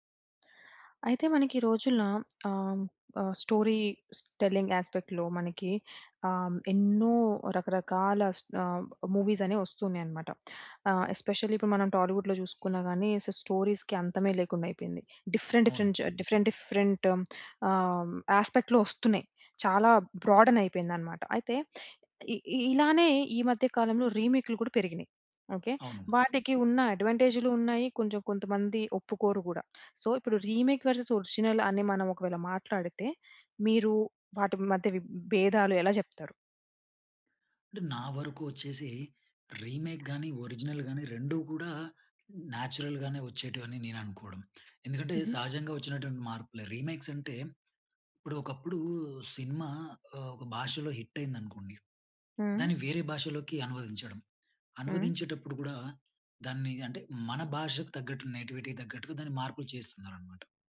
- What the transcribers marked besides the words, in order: tapping; in English: "స్టోరీస్ టెల్లింగ్ యాస్పెక్ట్‌లో"; in English: "మూవీస్"; in English: "ఎస్పెషల్లీ"; in English: "టాలీవుడ్‌లో"; in English: "సో స్టోరీస్‌కి"; in English: "డిఫరెంట్, డిఫరెంట్ జ డిఫరెంట్, డిఫరెంట్ ఆహ్, ఆస్పెక్ట్‌లో"; in English: "బ్రా‌డెన్"; in English: "సో"; in English: "రీమేక్ వర్సెస్ ఒరిజినల్"; in English: "రీమేక్"; in English: "ఒరిజినల్"; in English: "నాచురల్‍గానే"; in English: "రీమేక్స్"; in English: "హిట్"; in English: "నేటివిటీకి"
- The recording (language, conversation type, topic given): Telugu, podcast, రిమేక్‌లు, ఒరిజినల్‌ల గురించి మీ ప్రధాన అభిప్రాయం ఏమిటి?